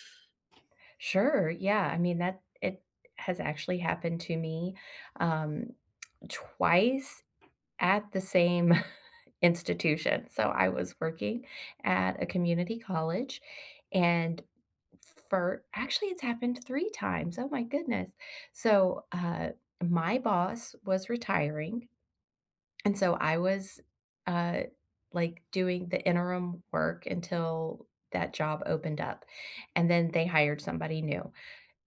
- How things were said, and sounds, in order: other background noise; tapping; chuckle
- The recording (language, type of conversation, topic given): English, unstructured, Have you ever felt overlooked for a promotion?